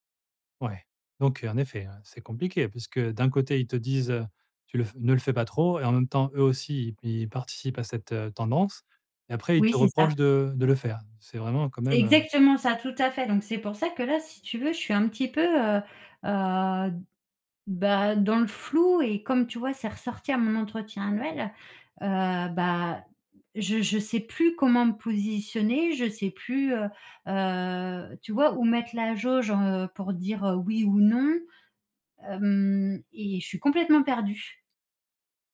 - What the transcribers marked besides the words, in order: other background noise
- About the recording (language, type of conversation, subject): French, advice, Comment puis-je refuser des demandes au travail sans avoir peur de déplaire ?